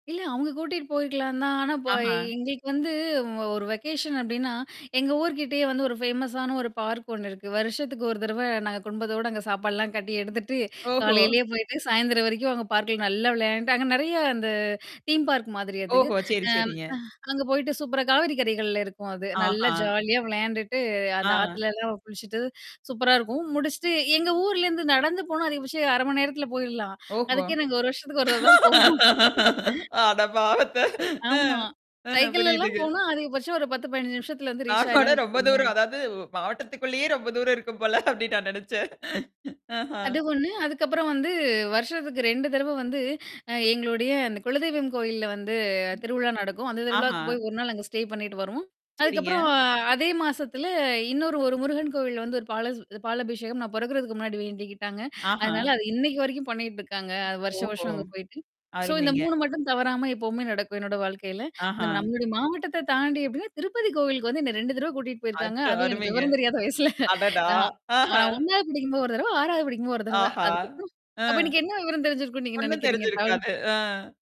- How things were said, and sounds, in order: in English: "வெகேஷன்"; in English: "ஃபேமஸான"; in English: "பார்க்"; tapping; in English: "பார்க்க்ல"; in English: "தீம் பார்க்"; in English: "ஜாலியா"; laugh; laughing while speaking: "அட பாவத்த!"; laughing while speaking: "ஒரு தடவ தான் போவோம்"; static; laughing while speaking: "நான் கூட ரொம்ப தூரம் அதாவது மாவட்டத்துக்குள்ளேயே ரொம்ப தூரம் இருக்கும்போல அப்பிடின்னு நான் நினச்சேன்"; in English: "ரீச்"; distorted speech; other background noise; in English: "ஸ்டே"; in English: "சோ"; laughing while speaking: "விவரம் தெரியாத வயசுல"; laughing while speaking: "அடடா! ஆஹ!"
- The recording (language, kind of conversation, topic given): Tamil, podcast, திருமணத்துக்குப் பிறகு உங்கள் வாழ்க்கையில் ஏற்பட்ட முக்கியமான மாற்றங்கள் என்னென்ன?